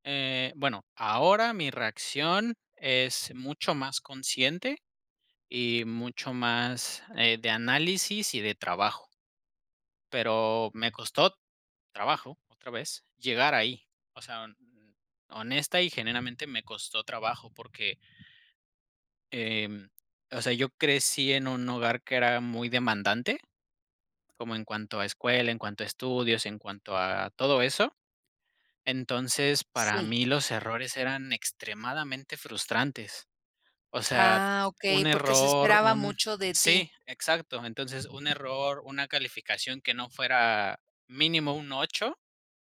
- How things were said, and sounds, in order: other background noise; "genuinamente" said as "genenamente"; tapping
- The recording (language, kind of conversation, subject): Spanish, podcast, ¿Qué papel juegan los errores en tu aprendizaje?